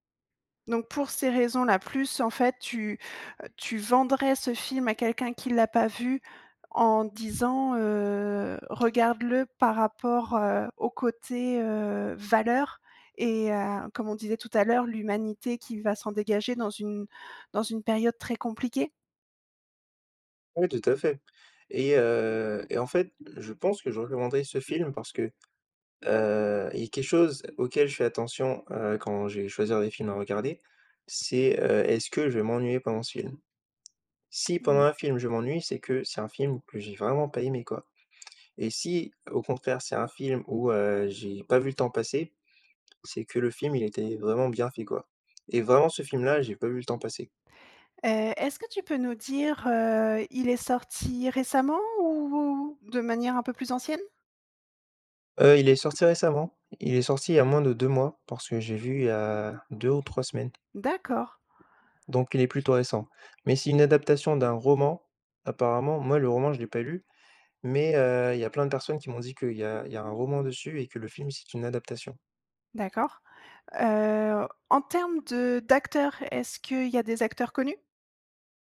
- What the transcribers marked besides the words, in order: tapping; stressed: "valeur"; other background noise; stressed: "roman"
- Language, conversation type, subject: French, podcast, Peux-tu me parler d’un film qui t’a marqué récemment ?